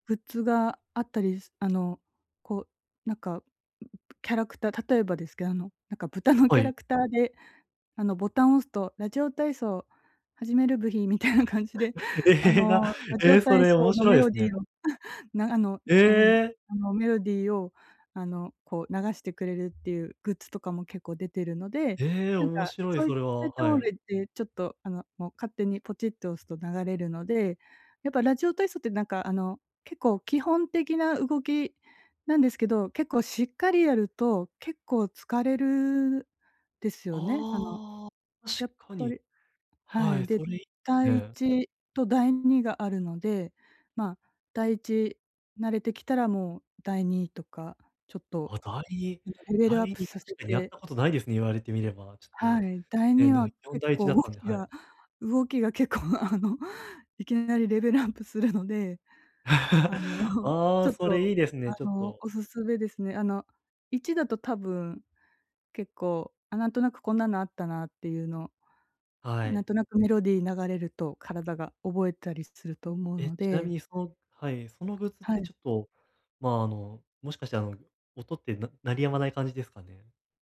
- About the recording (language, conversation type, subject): Japanese, advice, 毎日の生活に簡単なセルフケア習慣を取り入れるには、どう始めればよいですか？
- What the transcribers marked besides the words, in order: other noise; other background noise; laughing while speaking: "みたいな感じで"; surprised: "ええ"; laughing while speaking: "結構、あの、いきなりレベルアップするので、あの"; chuckle